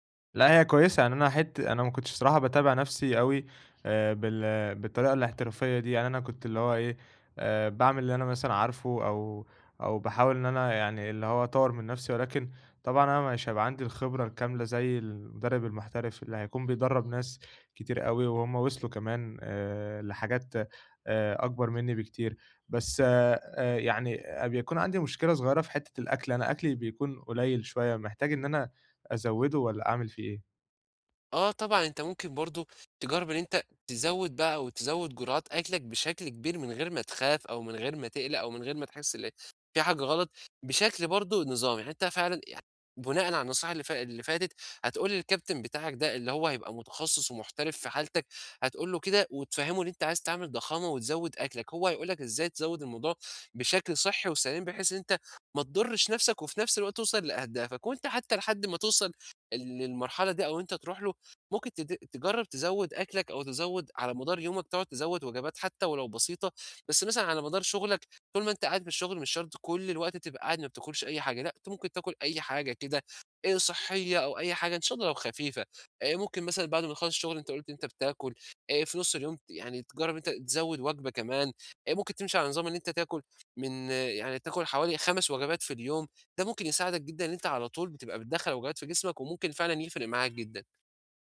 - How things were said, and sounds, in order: in English: "للكابتن"; other background noise; horn
- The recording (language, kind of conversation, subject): Arabic, advice, ازاي أحوّل هدف كبير لعادات بسيطة أقدر ألتزم بيها كل يوم؟